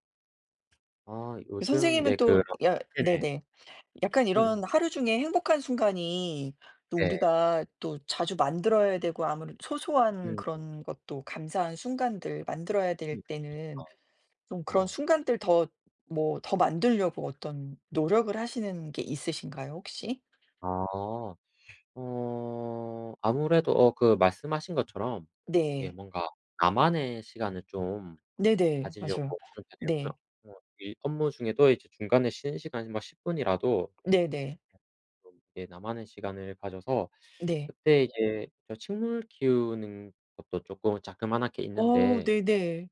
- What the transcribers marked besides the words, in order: tapping; other background noise; "자그만하게" said as "자그마나케"
- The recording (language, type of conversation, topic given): Korean, unstructured, 하루 중 가장 행복한 순간은 언제인가요?